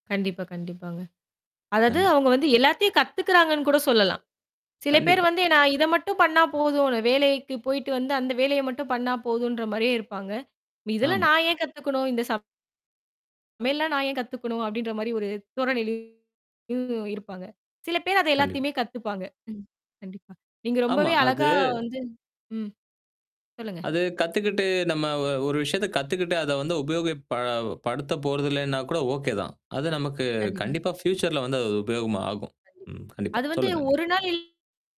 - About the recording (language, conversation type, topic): Tamil, podcast, கற்றுக்கொள்ளும் போது உங்களுக்கு மகிழ்ச்சி எப்படித் தோன்றுகிறது?
- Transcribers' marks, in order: static; other noise; distorted speech; unintelligible speech; tapping; other background noise; "உபயோகப்" said as "உபயோகிப்"; in English: "ஃப்யூச்சர்ல"